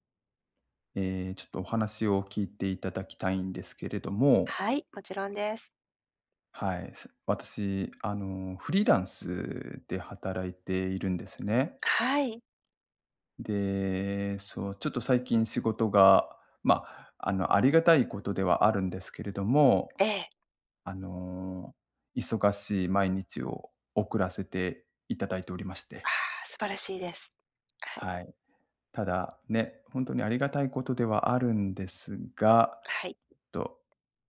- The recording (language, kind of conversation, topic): Japanese, advice, 休息や趣味の時間が取れず、燃え尽きそうだと感じるときはどうすればいいですか？
- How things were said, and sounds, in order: none